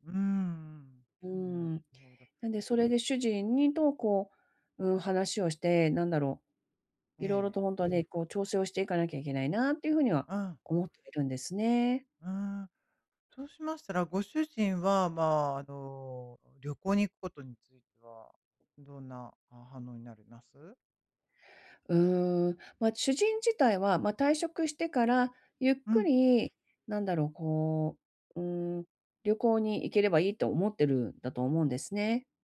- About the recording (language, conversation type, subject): Japanese, advice, 長期計画がある中で、急な変化にどう調整すればよいですか？
- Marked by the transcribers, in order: other background noise